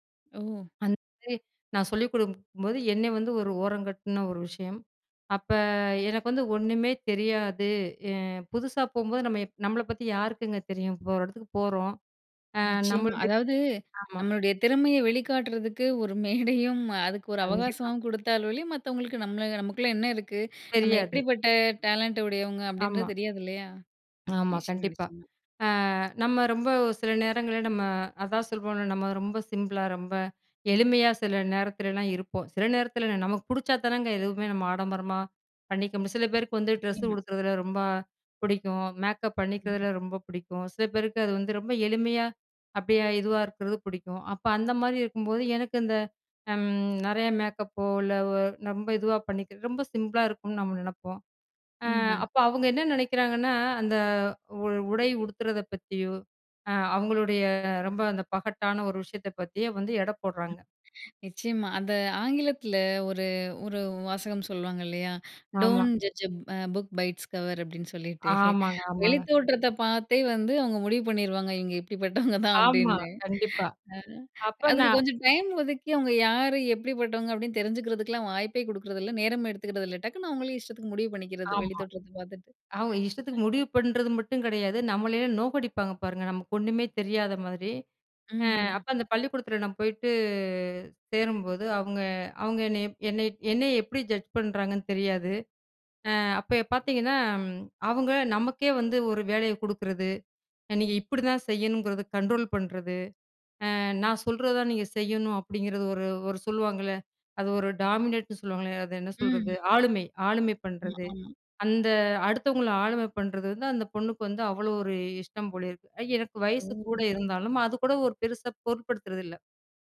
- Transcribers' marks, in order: other background noise; unintelligible speech; drawn out: "அப்ப"; laughing while speaking: "மேடையும்"; in English: "டேலண்ட்"; lip smack; unintelligible speech; in English: "டோன்ட் ஜட்ஜ அ புக் பை இட்ஸ் கவர்"; chuckle; other noise; unintelligible speech; drawn out: "போயிட்டு"; in English: "ஜட்ஜ்"; in English: "கண்ட்ரோல்"; in English: "டாமினேட்டுன்னு"
- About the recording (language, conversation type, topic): Tamil, podcast, உன் படைப்புகள் உன்னை எப்படி காட்டுகின்றன?